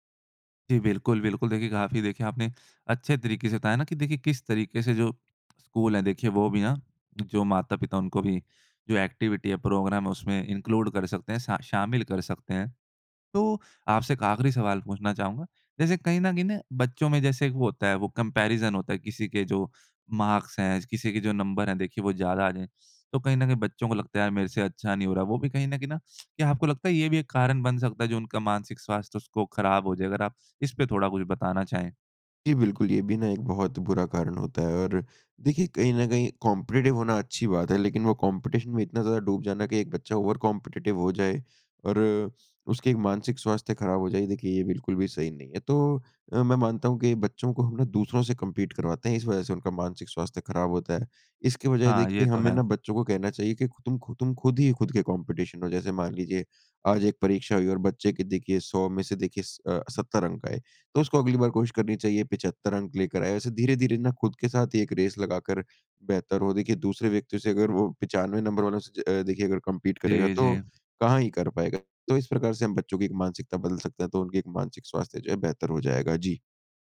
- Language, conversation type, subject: Hindi, podcast, मानसिक स्वास्थ्य को स्कूल में किस तरह शामिल करें?
- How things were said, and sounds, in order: in English: "एक्टिविटी"; in English: "इनक्लूड"; in English: "कम्पैरिज़न"; in English: "मार्क्स"; in English: "कॉम्पिटिटिव"; in English: "कॉम्पिटिशन"; in English: "ओवर कॉम्पिटिटिव"; in English: "कम्पीट"; in English: "कॉम्पिटिशन"; in English: "कम्पीट"